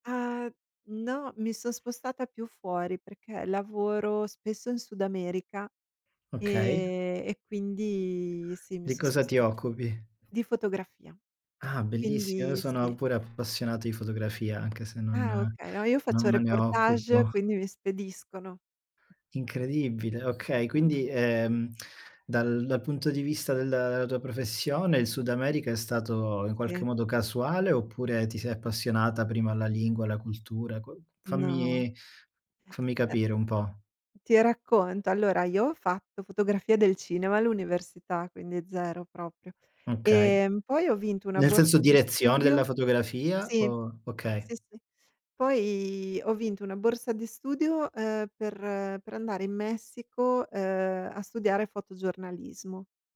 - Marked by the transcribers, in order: drawn out: "A"; other background noise; drawn out: "quindi"; tapping; unintelligible speech; tongue click; drawn out: "Poi"
- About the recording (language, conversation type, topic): Italian, unstructured, Qual è stato il momento più emozionante che hai vissuto durante un viaggio?